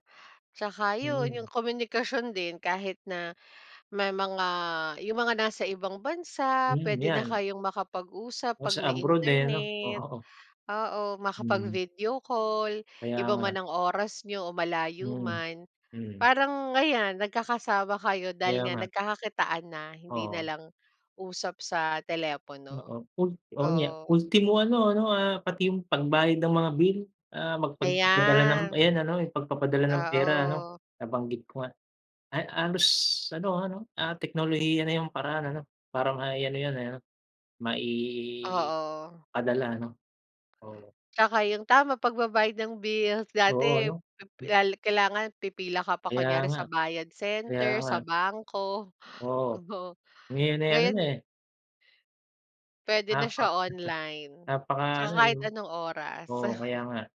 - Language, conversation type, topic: Filipino, unstructured, Paano nakatulong ang teknolohiya sa mga pang-araw-araw mong gawain?
- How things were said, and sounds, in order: other noise; tapping; other background noise; chuckle; chuckle